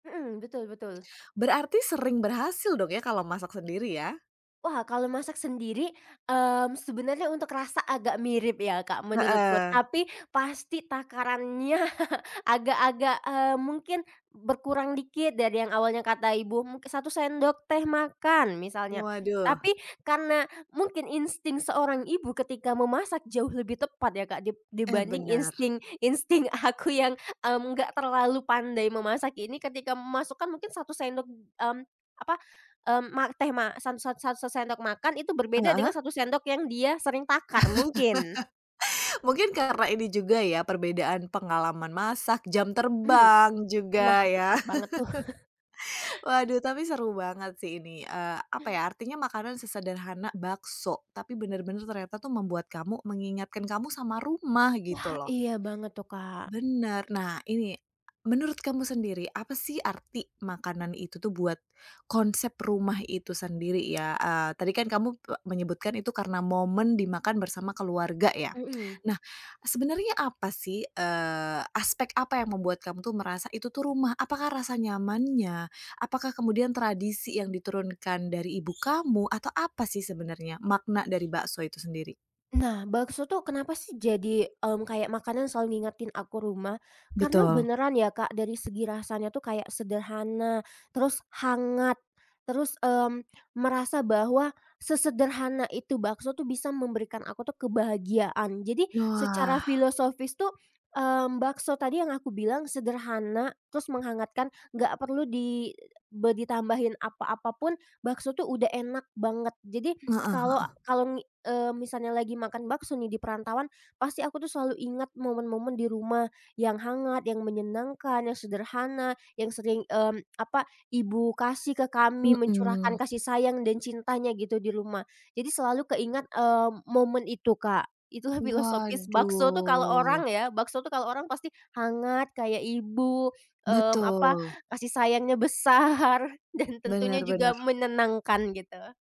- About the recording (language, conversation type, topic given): Indonesian, podcast, Makanan apa yang selalu mengingatkan kamu pada rumah?
- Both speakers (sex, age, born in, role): female, 25-29, Indonesia, guest; female, 30-34, Indonesia, host
- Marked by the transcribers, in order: other background noise; laughing while speaking: "takarannya"; laugh; laugh; chuckle; drawn out: "Wah"; drawn out: "Waduh"